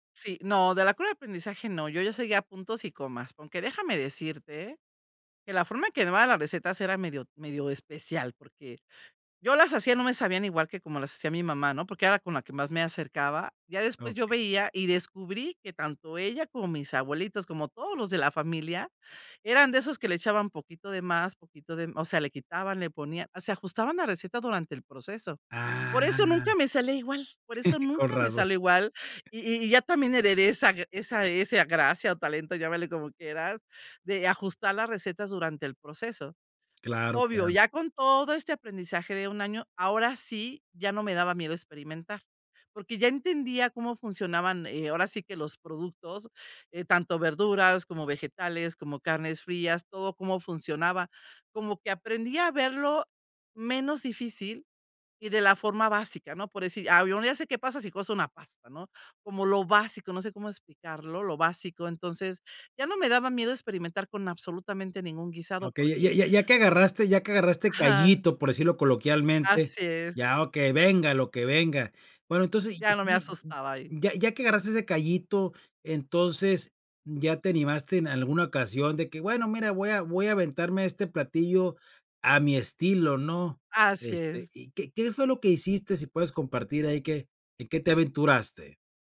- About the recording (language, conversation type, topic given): Spanish, podcast, ¿Cómo te animas a experimentar en la cocina sin una receta fija?
- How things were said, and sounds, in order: drawn out: "Ah"; chuckle; other background noise; unintelligible speech